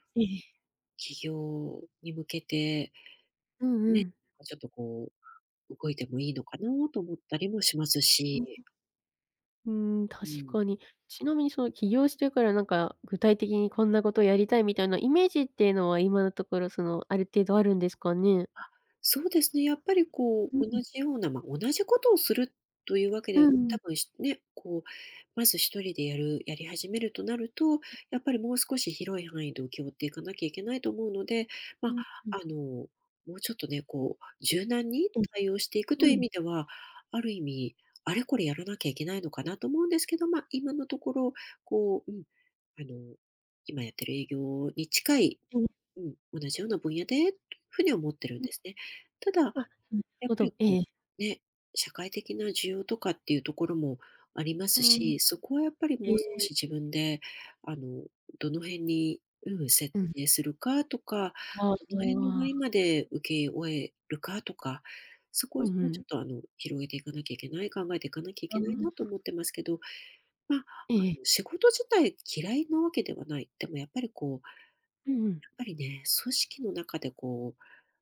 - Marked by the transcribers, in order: laughing while speaking: "ええ"; tapping; other background noise
- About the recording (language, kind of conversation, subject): Japanese, advice, 起業するか今の仕事を続けるか迷っているとき、どう判断すればよいですか？